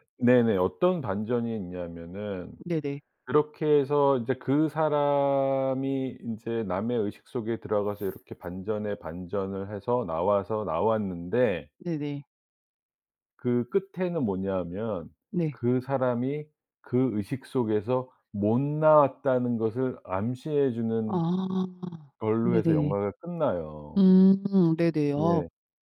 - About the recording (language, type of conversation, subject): Korean, podcast, 가장 좋아하는 영화와 그 이유는 무엇인가요?
- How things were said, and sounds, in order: other background noise